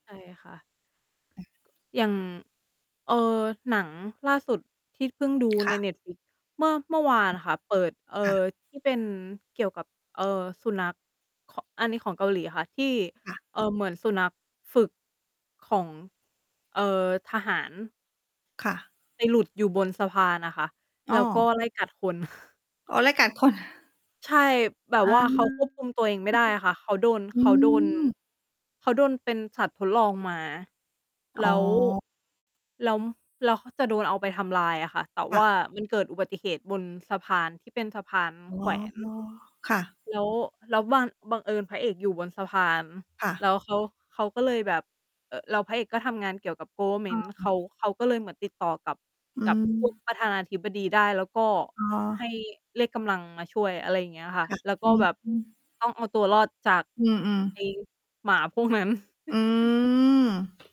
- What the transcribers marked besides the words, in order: static; distorted speech; other background noise; mechanical hum; laughing while speaking: "คน"; laughing while speaking: "คน"; tapping; in English: "government"; drawn out: "อืม"; chuckle
- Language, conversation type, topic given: Thai, unstructured, ถ้าคุณต้องเลือกหนังสักเรื่องที่ดูซ้ำได้ คุณจะเลือกเรื่องอะไร?